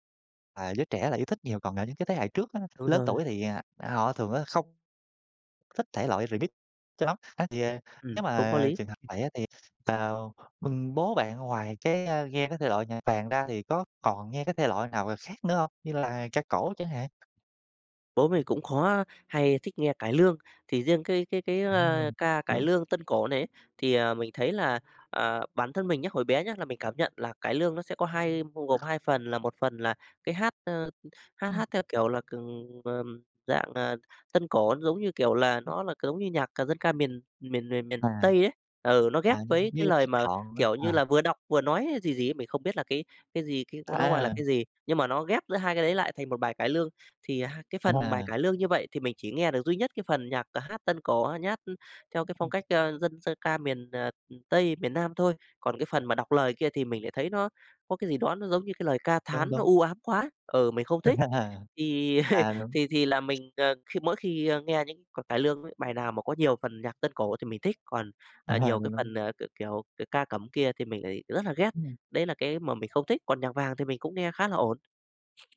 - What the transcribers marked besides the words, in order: tapping; other background noise; unintelligible speech; unintelligible speech; laugh; chuckle; laughing while speaking: "À"; other noise
- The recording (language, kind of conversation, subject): Vietnamese, podcast, Gia đình bạn thường nghe nhạc gì, và điều đó ảnh hưởng đến bạn như thế nào?